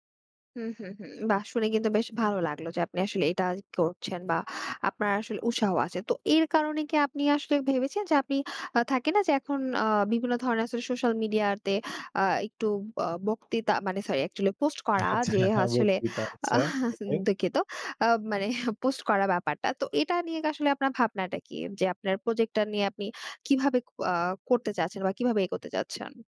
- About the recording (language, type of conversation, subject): Bengali, podcast, তোমার প্রিয় প্যাশন প্রজেক্টটা সম্পর্কে বলো না কেন?
- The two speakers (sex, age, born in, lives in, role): female, 20-24, Bangladesh, Bangladesh, host; male, 25-29, Bangladesh, Bangladesh, guest
- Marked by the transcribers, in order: other background noise; in English: "actually"; "আসলে" said as "হাসোলে"